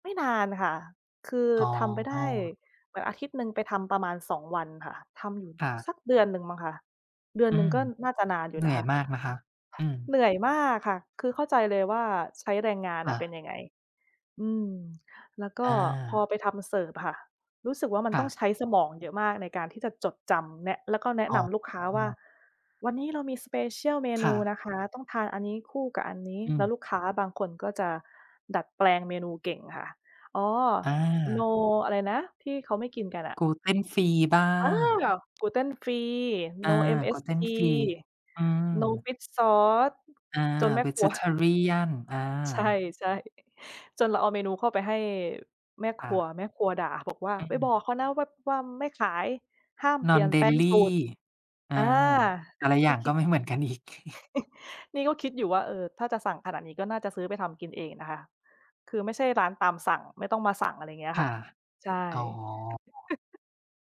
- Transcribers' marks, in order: in English: "Gluten Free"; in English: "Gluten Free, No MSG, No Fish Sauce"; tapping; in English: "Gluten Free"; in English: "Vegetarian"; in English: "Non-dairy"; chuckle; chuckle
- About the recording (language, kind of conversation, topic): Thai, unstructured, คุณเริ่มต้นวันใหม่ด้วยกิจวัตรอะไรบ้าง?